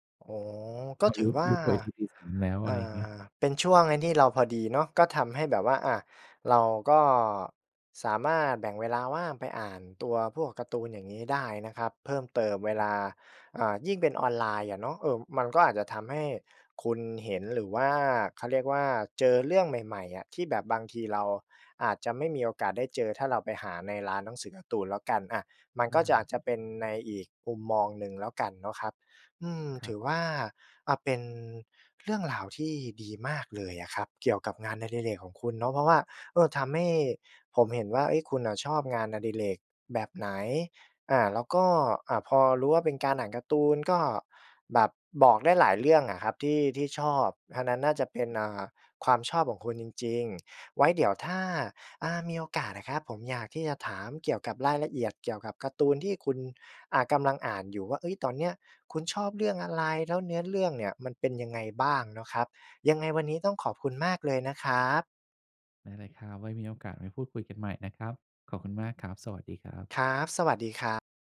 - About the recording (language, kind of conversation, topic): Thai, podcast, ช่วงนี้คุณได้กลับมาทำงานอดิเรกอะไรอีกบ้าง แล้วอะไรทำให้คุณอยากกลับมาทำอีกครั้ง?
- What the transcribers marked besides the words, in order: tapping